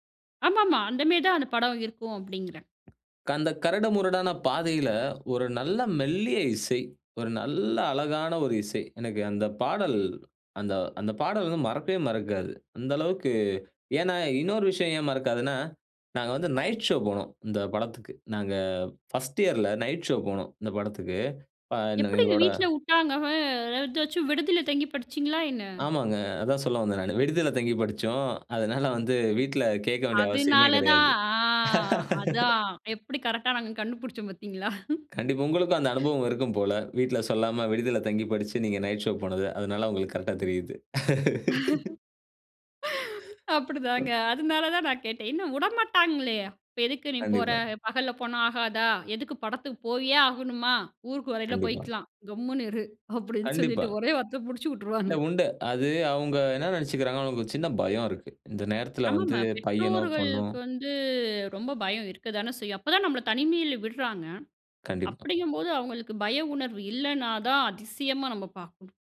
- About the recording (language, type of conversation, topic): Tamil, podcast, ஒரு பாடல் உங்களுடைய நினைவுகளை எப்படித் தூண்டியது?
- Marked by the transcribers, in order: tapping; chuckle; drawn out: "அ"; laugh; laughing while speaking: "கண்டு புடிச்சோம் பாத்தீங்களா?"; other background noise; laughing while speaking: "அப்படிதாங்க, அதுனால தான் நான் கேட்டேன், ஏன்னா உடமாட்டாங்களே"; laugh; breath; laughing while speaking: "அப்படின்னு சொல்லிட்டு ஒரே வார்த்த முடிச்சு உட்டுருவாங்க"